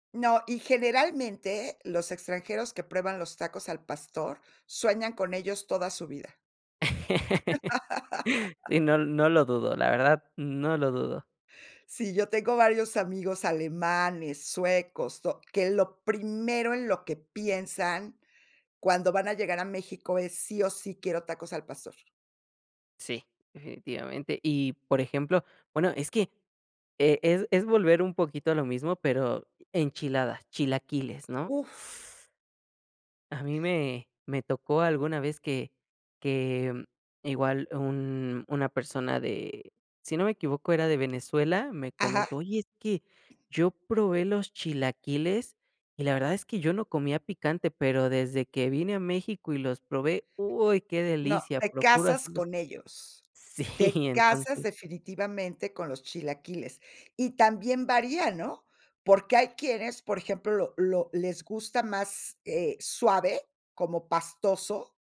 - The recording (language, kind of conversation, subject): Spanish, podcast, ¿Qué comida te conecta con tus raíces?
- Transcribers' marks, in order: laugh; laugh; teeth sucking; other background noise; laughing while speaking: "Sí"